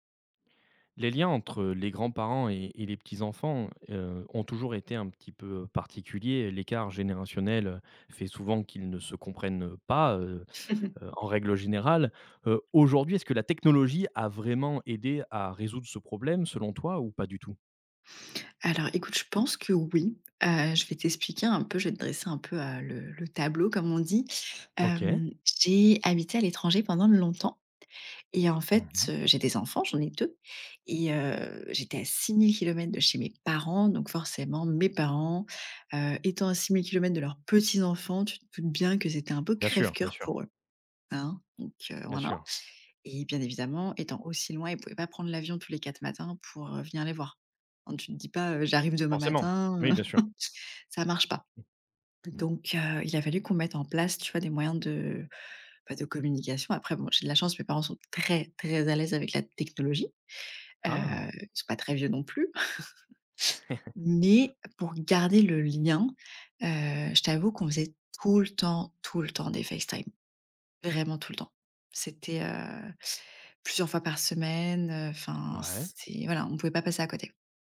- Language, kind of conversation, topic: French, podcast, Comment la technologie transforme-t-elle les liens entre grands-parents et petits-enfants ?
- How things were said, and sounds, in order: chuckle; other background noise; laugh; chuckle; laugh